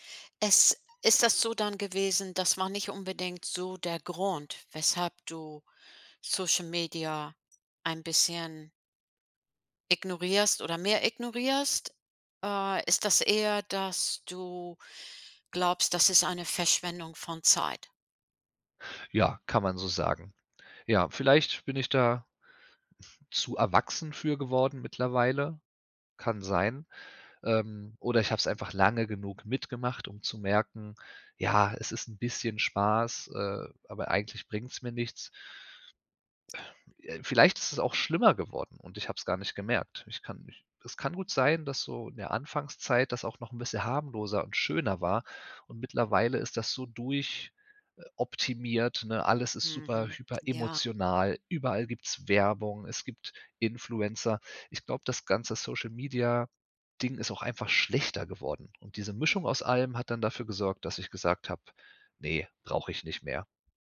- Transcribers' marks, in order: stressed: "schlechter"
- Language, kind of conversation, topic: German, podcast, Was nervt dich am meisten an sozialen Medien?